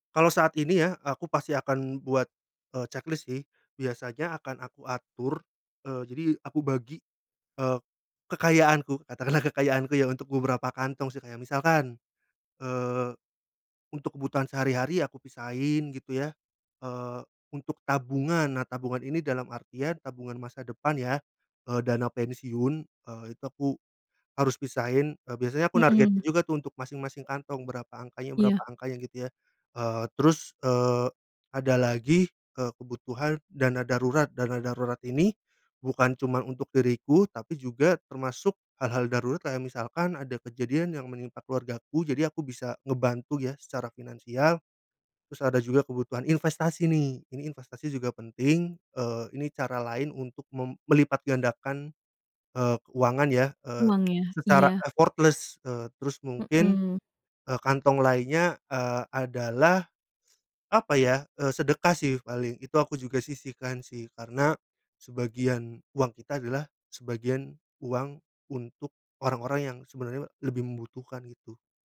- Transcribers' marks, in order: laughing while speaking: "katakanlah"; in English: "effortless"
- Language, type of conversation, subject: Indonesian, podcast, Bagaimana kamu mengatur keuangan saat mengalami transisi kerja?